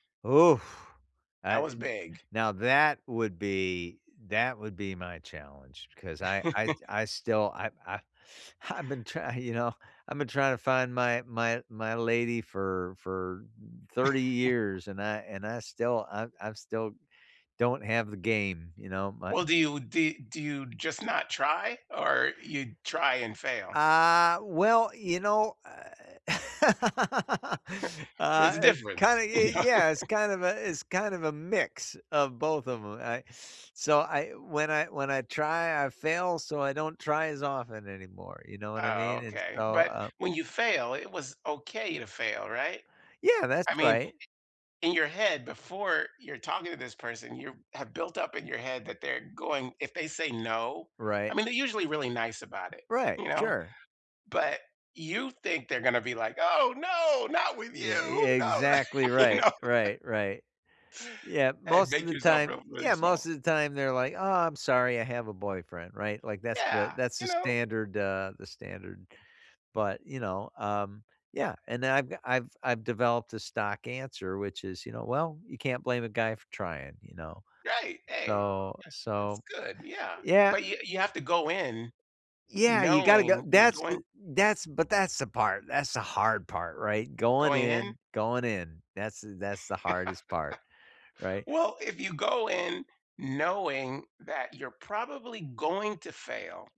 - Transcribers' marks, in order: chuckle; teeth sucking; laughing while speaking: "I've been try"; chuckle; laugh; chuckle; laughing while speaking: "You know?"; chuckle; teeth sucking; other background noise; laugh; laughing while speaking: "You know"; laugh; laugh
- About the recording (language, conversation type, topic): English, unstructured, What habit could change my life for the better?